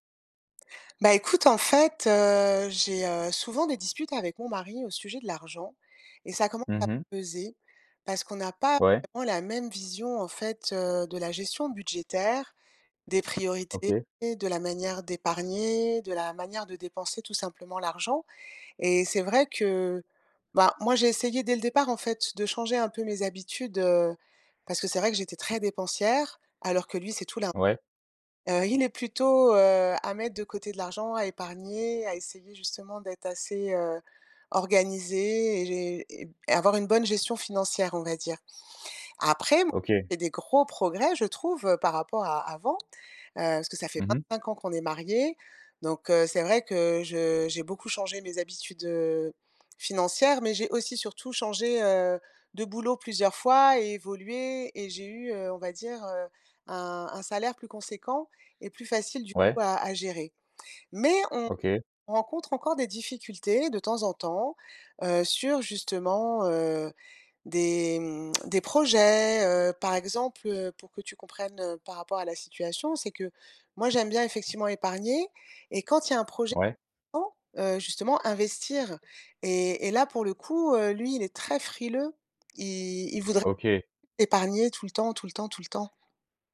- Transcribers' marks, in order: other background noise; drawn out: "projets"; tapping; unintelligible speech
- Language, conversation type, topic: French, advice, Pourquoi vous disputez-vous souvent à propos de l’argent dans votre couple ?